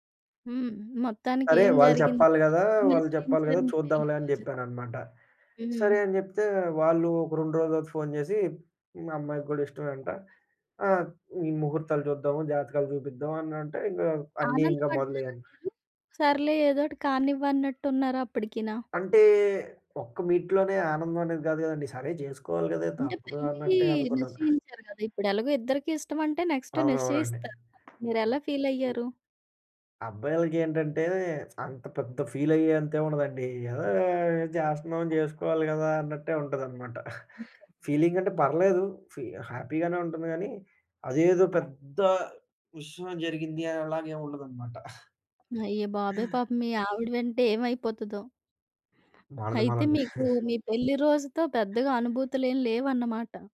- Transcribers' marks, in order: tapping; other background noise; in English: "మీట్‌లోనే"; in English: "నెక్స్ట్"; in English: "ఫీల్"; in English: "ఫీల్"; in English: "ఫీలింగ్"; in English: "హ్యాపీగానే"; chuckle
- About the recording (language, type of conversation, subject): Telugu, podcast, మీరు పెళ్లి నిర్ణయం తీసుకున్న రోజును ఎలా గుర్తు పెట్టుకున్నారు?